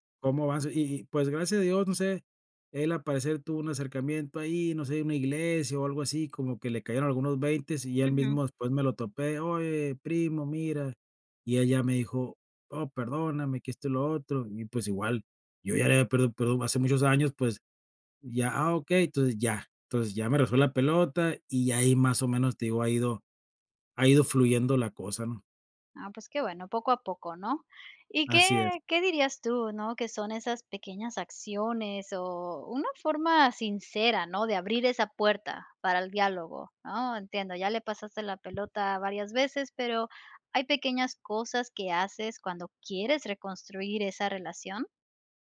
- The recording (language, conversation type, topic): Spanish, podcast, ¿Cómo puedes empezar a reparar una relación familiar dañada?
- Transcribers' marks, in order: tapping; other background noise